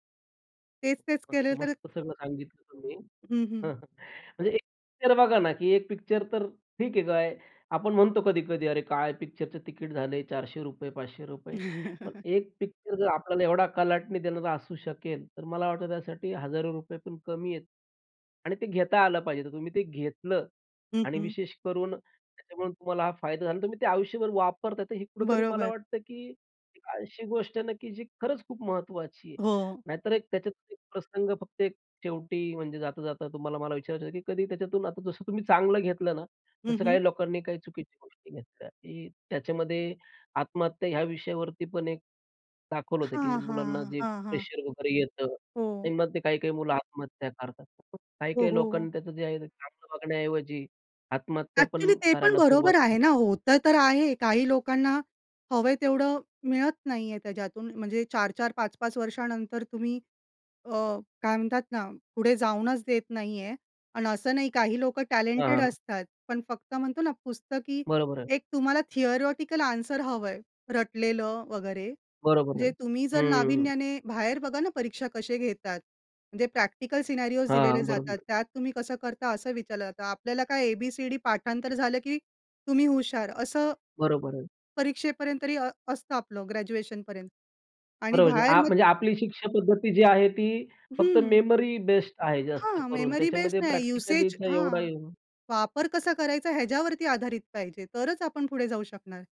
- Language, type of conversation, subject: Marathi, podcast, कुठल्या चित्रपटाने तुम्हाला सर्वात जास्त प्रेरणा दिली आणि का?
- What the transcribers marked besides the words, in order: other noise; chuckle; tapping; in English: "टॅलेंटेड"; in English: "थियोरेटिकल"; in English: "सिनेरिओस"; in English: "मेमरी बेस्ड"; in English: "मेमरी बेस"